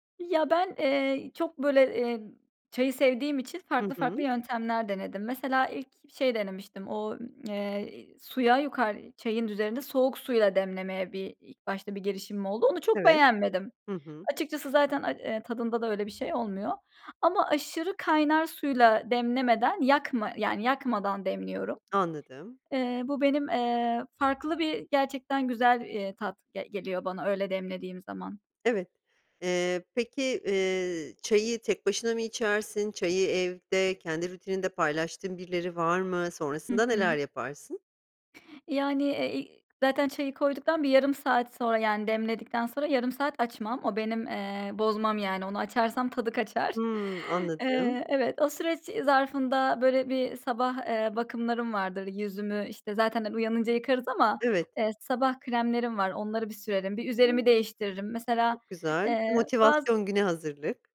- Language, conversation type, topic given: Turkish, podcast, Sabah uyandığınızda ilk yaptığınız şeyler nelerdir?
- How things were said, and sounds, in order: tapping; other background noise; unintelligible speech